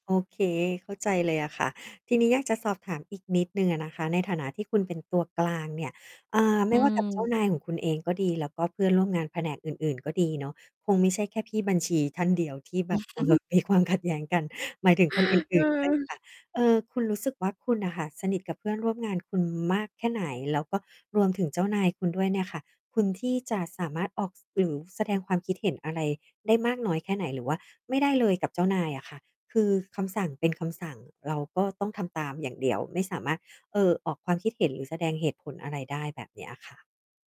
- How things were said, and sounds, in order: distorted speech; mechanical hum; laughing while speaking: "มี"
- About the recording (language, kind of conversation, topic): Thai, advice, ฉันควรจัดการความขัดแย้งในองค์กรอย่างไรดี?